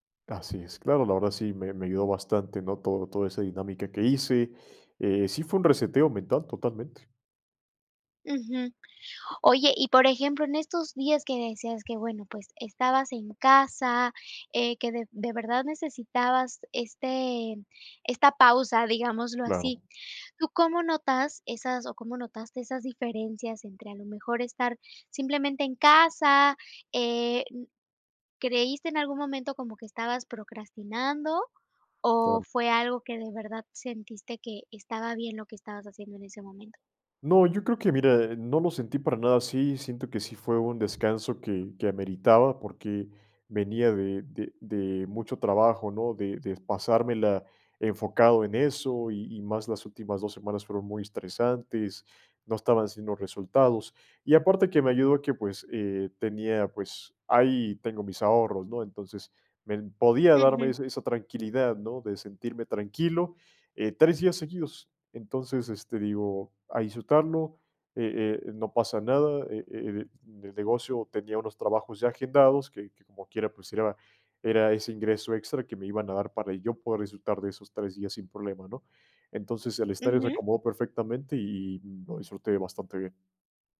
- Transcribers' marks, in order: none
- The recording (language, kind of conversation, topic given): Spanish, podcast, ¿Qué técnicas usas para salir de un bloqueo mental?